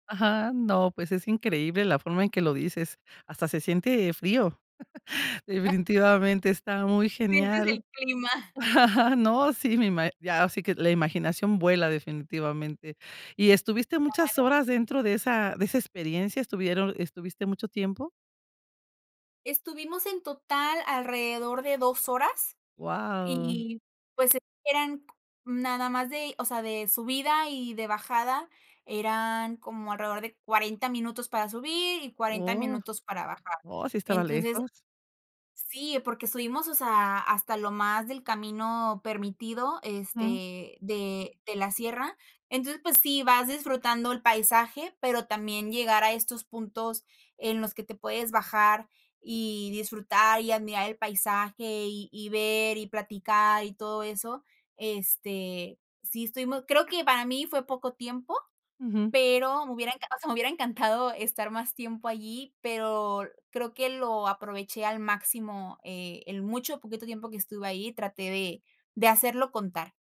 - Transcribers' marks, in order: chuckle; laughing while speaking: "Sientes el clima"; laughing while speaking: "no, sí, me ima"; chuckle
- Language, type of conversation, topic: Spanish, podcast, Cuéntame sobre una experiencia que te conectó con la naturaleza